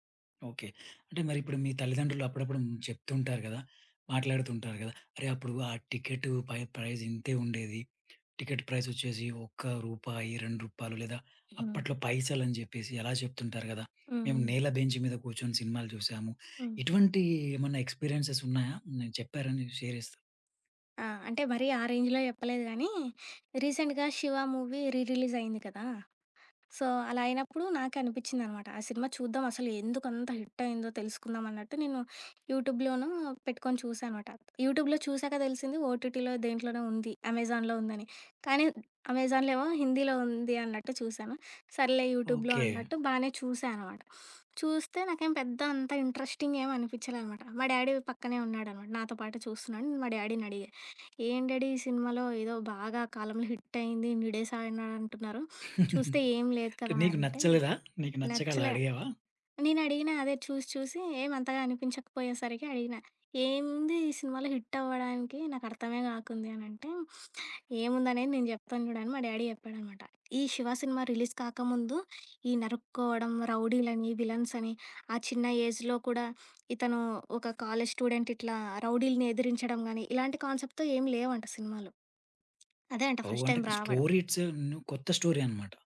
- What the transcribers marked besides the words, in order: in English: "బెంచ్"; in English: "షేర్"; in English: "రేంజ్‌లో"; in English: "రీసెంట్‌గా"; in English: "రీ"; in English: "సో"; tapping; in English: "యూట్యూబ్‌లోను"; other background noise; in English: "యూట్యూబ్‌లో"; in English: "ఓటీటీలో"; in English: "అమెజాన్‌లో"; in English: "అమెజాన్‌లేమో"; in English: "యూట్యూబ్‌లో"; sniff; in English: "డ్యాడీ"; in English: "డ్యాడీని"; giggle; in English: "డ్యాడీ"; in English: "రిలీజ్"; in English: "ఏజ్‌లో"; in English: "కాన్సెప్ట్‌తో"; in English: "ఫస్ట్"; in English: "స్టోరీట్స్"; in English: "స్టోరీ"
- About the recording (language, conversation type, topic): Telugu, podcast, సినిమా రుచులు కాలంతో ఎలా మారాయి?